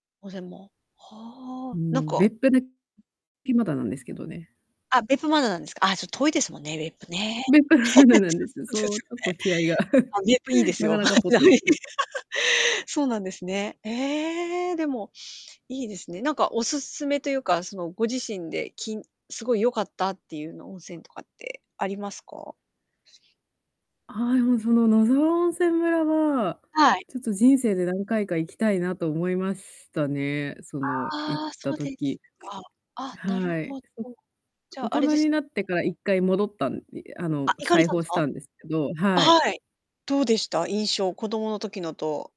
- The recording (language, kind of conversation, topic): Japanese, podcast, 子どもの頃、自然の中でいちばん印象に残っている思い出は何ですか？
- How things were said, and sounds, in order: static; distorted speech; unintelligible speech; laughing while speaking: "まだなんですよ"; laugh; unintelligible speech; laughing while speaking: "ですよね"; laugh; laugh; unintelligible speech; hiccup